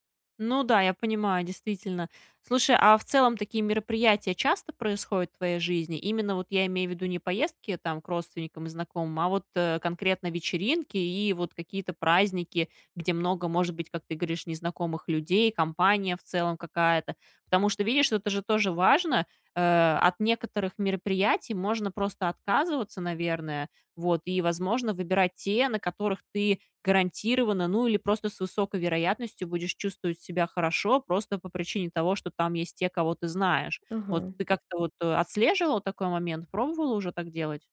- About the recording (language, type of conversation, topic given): Russian, advice, Как перестать чувствовать неловкость на вечеринках и праздничных мероприятиях?
- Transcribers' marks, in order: mechanical hum